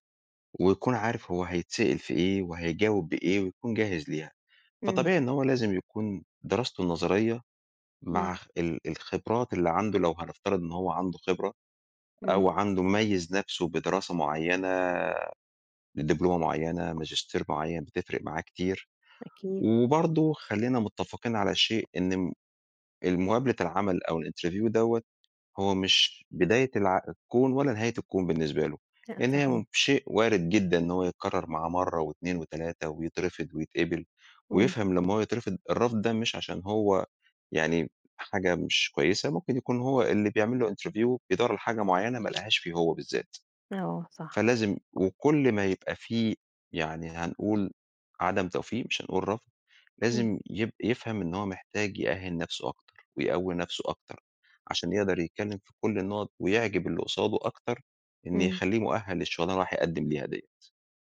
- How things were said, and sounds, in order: in English: "الinterview"; unintelligible speech; in English: "interview"; tapping; other background noise
- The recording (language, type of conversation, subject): Arabic, podcast, إيه نصيحتك للخريجين الجدد؟